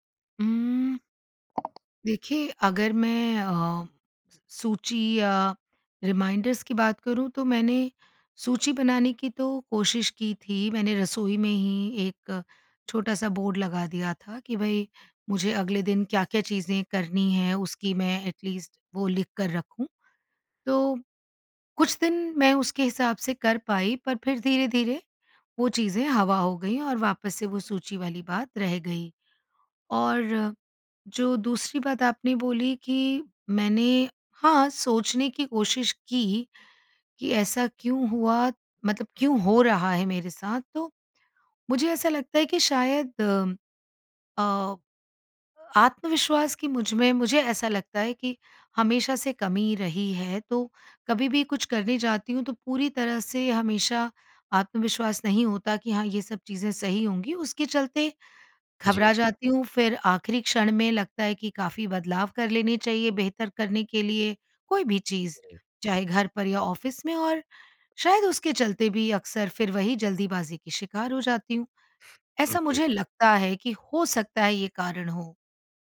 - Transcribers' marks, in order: tapping; in English: "रिमाइंडर्स"; in English: "एटलीस्ट"; in English: "ऑफ़िस"
- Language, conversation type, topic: Hindi, advice, दिनचर्या की खराब योजना के कारण आप हमेशा जल्दी में क्यों रहते हैं?